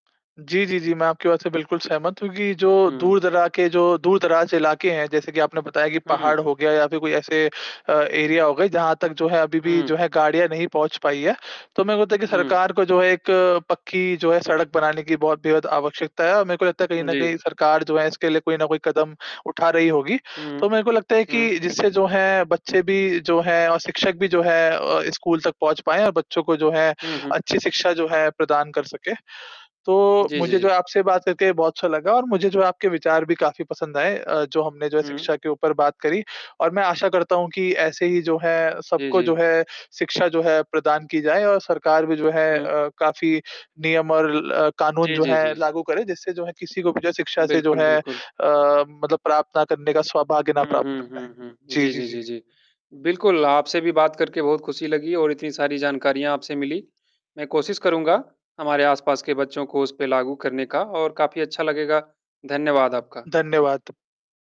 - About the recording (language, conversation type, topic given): Hindi, unstructured, क्या सरकार को मुफ्त शिक्षा को और बेहतर बनाना चाहिए?
- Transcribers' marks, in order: tapping; static; in English: "एरिया"; other background noise